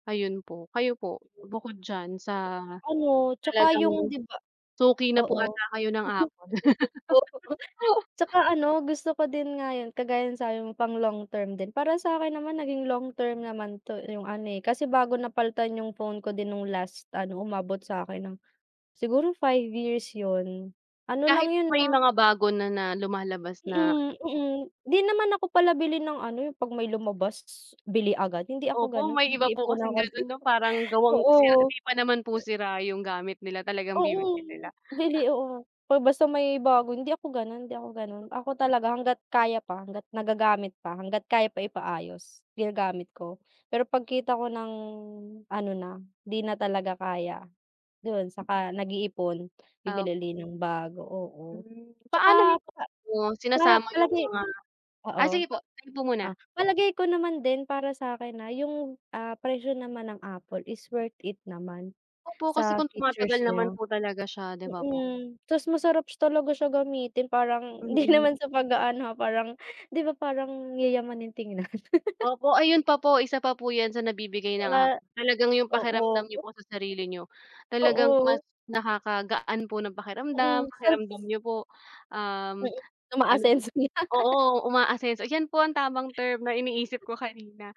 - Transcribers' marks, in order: chuckle; laugh; laugh; unintelligible speech; unintelligible speech; unintelligible speech; unintelligible speech; laughing while speaking: "hindi naman sa pag-aano, ah, parang"; laugh; unintelligible speech; laugh; tapping
- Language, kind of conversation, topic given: Filipino, unstructured, Anu-ano ang mga salik na isinasaalang-alang mo kapag bumibili ka ng kagamitang elektroniko?